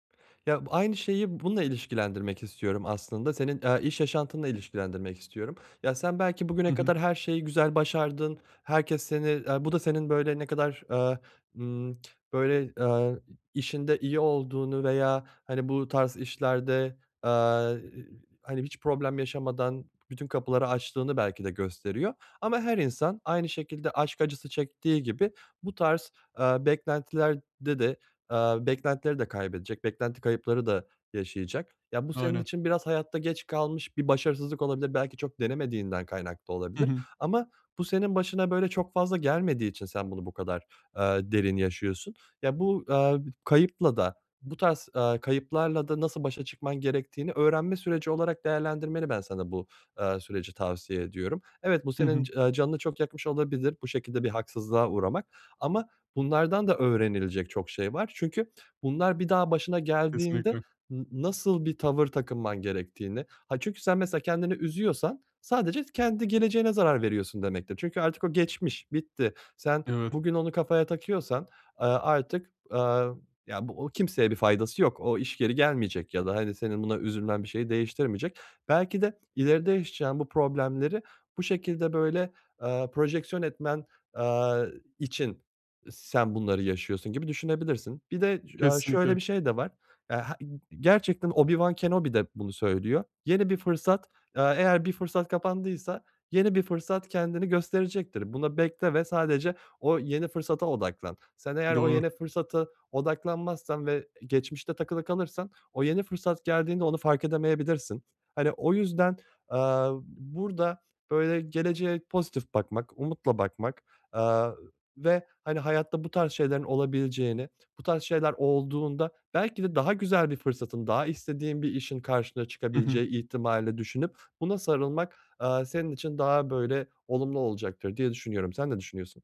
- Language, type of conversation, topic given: Turkish, advice, Beklentilerim yıkıldıktan sonra yeni hedeflerimi nasıl belirleyebilirim?
- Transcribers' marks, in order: other background noise; unintelligible speech; unintelligible speech